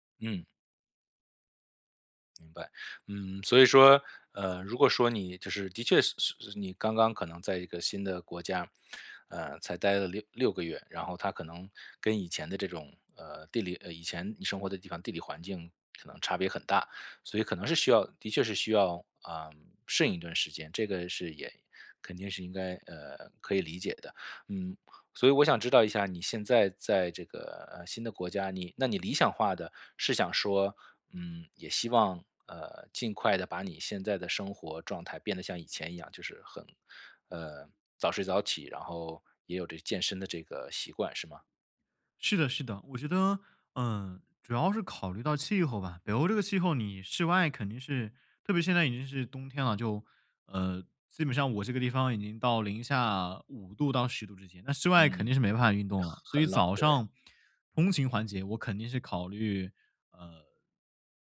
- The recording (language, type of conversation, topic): Chinese, advice, 如何通过优化恢复与睡眠策略来提升运动表现？
- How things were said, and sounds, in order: tapping